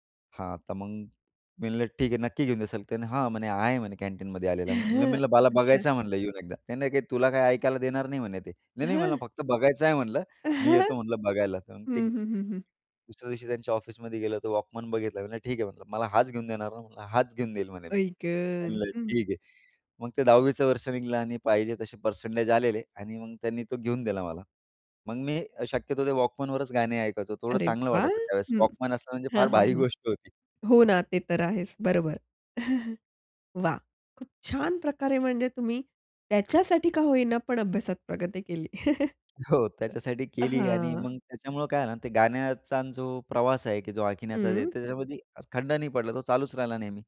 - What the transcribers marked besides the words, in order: other background noise; chuckle; chuckle; chuckle; chuckle
- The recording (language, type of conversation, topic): Marathi, podcast, ज्याने तुम्हाला संगीताकडे ओढले, त्याचा तुमच्यावर नेमका काय प्रभाव पडला?